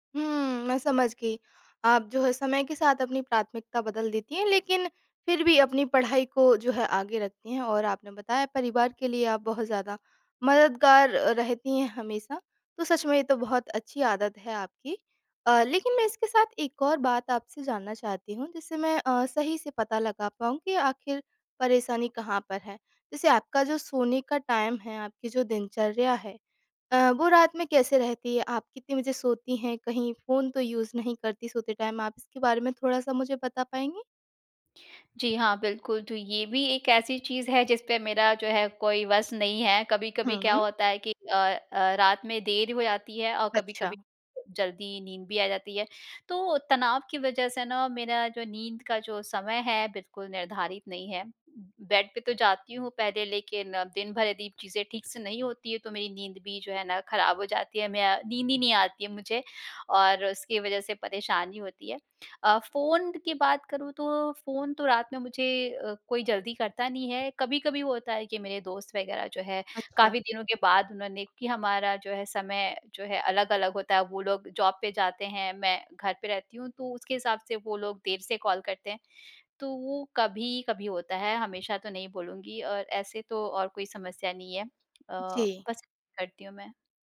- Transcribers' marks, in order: in English: "टाइम"; in English: "यूज़"; in English: "टाइम"; in English: "बेड"; in English: "जॉब"
- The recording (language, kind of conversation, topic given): Hindi, advice, काम के तनाव के कारण मुझे रातभर चिंता रहती है और नींद नहीं आती, क्या करूँ?